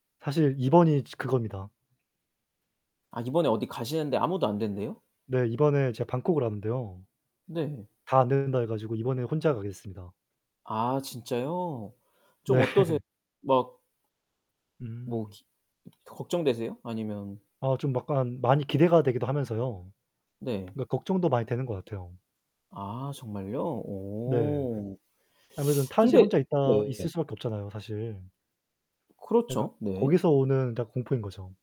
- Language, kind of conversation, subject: Korean, unstructured, 혼자 여행할 때와 친구와 함께 여행할 때는 어떤 차이가 있나요?
- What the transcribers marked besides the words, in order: static; distorted speech; other background noise; laughing while speaking: "네"; tapping